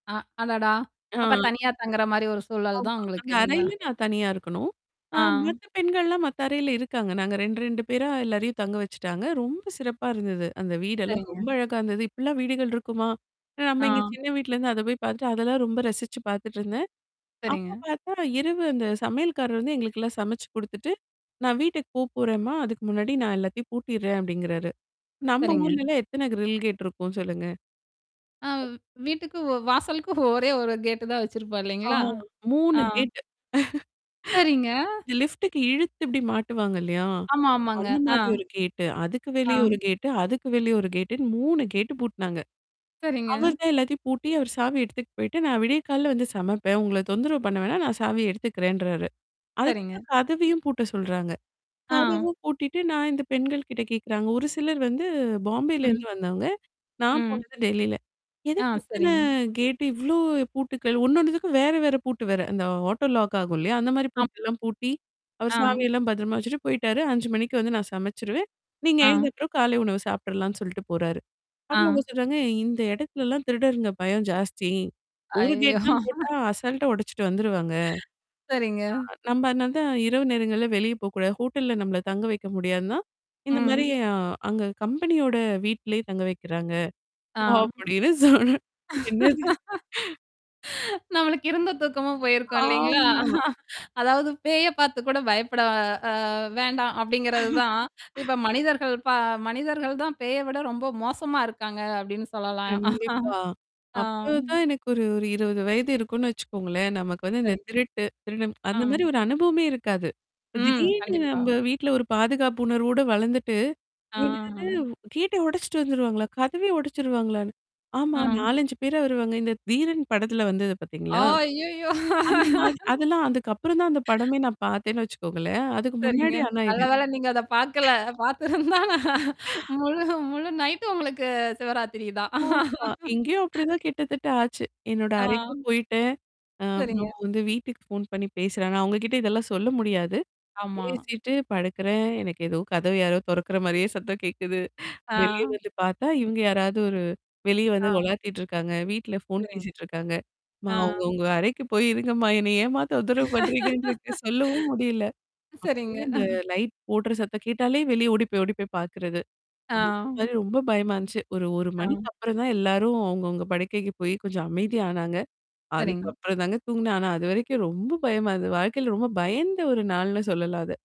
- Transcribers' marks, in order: distorted speech; tapping; mechanical hum; in English: "கிரில் கேட்"; other noise; laughing while speaking: "வாசலுக்கு ஒரே ஒரு கேட்டு தான் வச்சிருப்போம் இல்லேங்களா! ஆ"; other background noise; laugh; static; in English: "லிஃப்ட்க்கு"; in English: "ஆட்டோ லாக்"; laughing while speaking: "அய்யயோ!"; chuckle; unintelligible speech; laughing while speaking: "அப்பிடின்னு சொன்ன என்னது!"; laughing while speaking: "நம்மளுக்கு இருந்த தூக்கமும் போயிருக்கும் இல்லேங்களா!"; laughing while speaking: "ஆமா"; laugh; chuckle; "திருடன்" said as "திருடம்"; drawn out: "ஆ"; laughing while speaking: "அ. அய்யயோ!"; laughing while speaking: "பார்த்துருந்தா முழு முழு நைட்டு உங்களுக்கு சிவராத்திரி தான்"; laughing while speaking: "தொறக்கிற மாதிரியே சத்தம் கேட்குது"; laughing while speaking: "இருங்கம்மா! என்னைய ஏம்மா தொந்தரவு பண்றீங்கன்ட்டு இருக்கு"; laughing while speaking: "சரிங்க"; in English: "லைட்"
- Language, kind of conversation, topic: Tamil, podcast, முதல் முறையாக தனியாக தங்கிய அந்த இரவில் உங்களுக்கு ஏற்பட்ட உணர்வுகளைப் பற்றி சொல்ல முடியுமா?